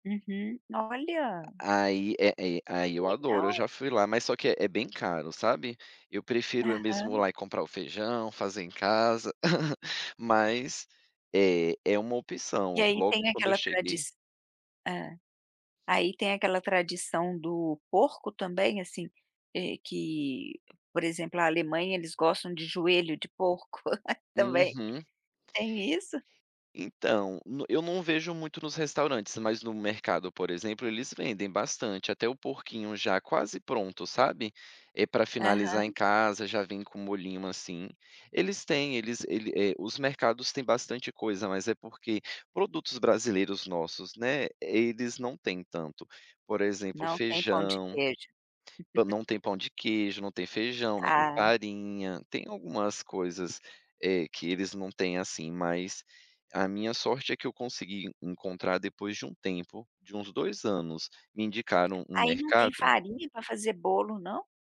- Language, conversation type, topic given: Portuguese, podcast, Qual comida de rua mais representa a sua cidade?
- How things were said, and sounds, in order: chuckle; chuckle; laugh